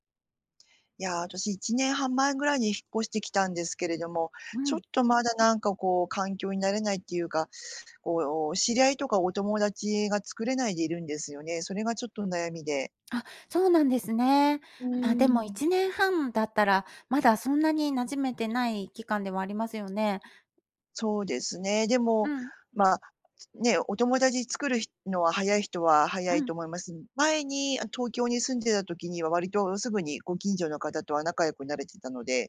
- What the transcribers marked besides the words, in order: none
- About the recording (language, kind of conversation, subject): Japanese, advice, 引っ越しで新しい環境に慣れられない不安